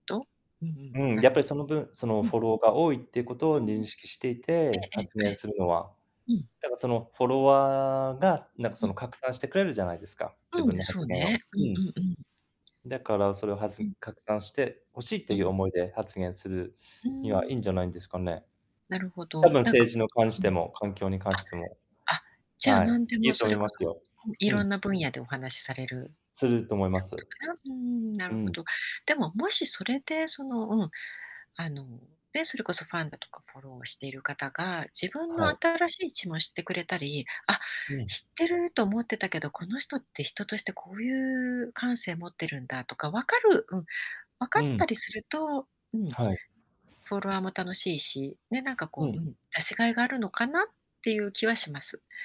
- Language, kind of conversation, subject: Japanese, unstructured, SNSでの芸能人の発言はどこまで自由でいいと思いますか？
- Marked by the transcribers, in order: static; other background noise; distorted speech